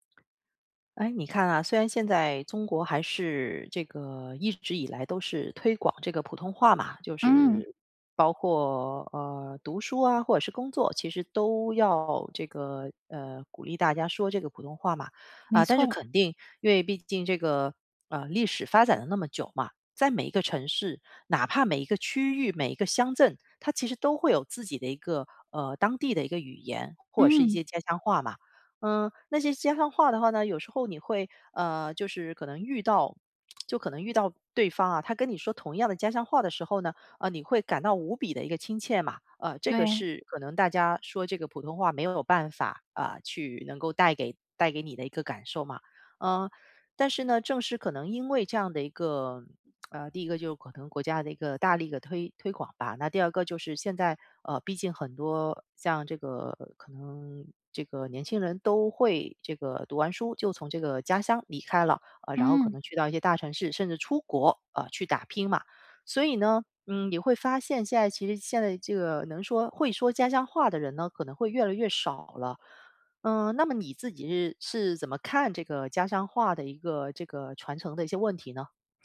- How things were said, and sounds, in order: other background noise; lip smack
- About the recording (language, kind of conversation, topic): Chinese, podcast, 你会怎样教下一代家乡话？